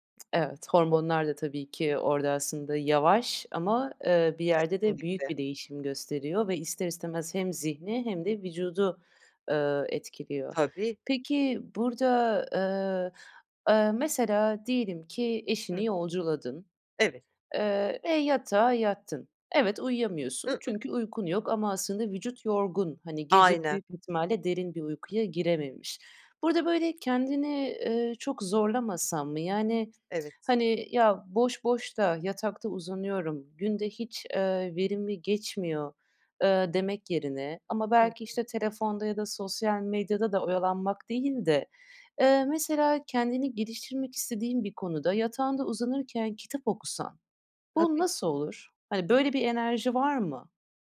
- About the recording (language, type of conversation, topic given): Turkish, advice, Tutarlı bir uyku programını nasıl oluşturabilirim ve her gece aynı saatte uyumaya nasıl alışabilirim?
- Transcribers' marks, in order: tsk; other background noise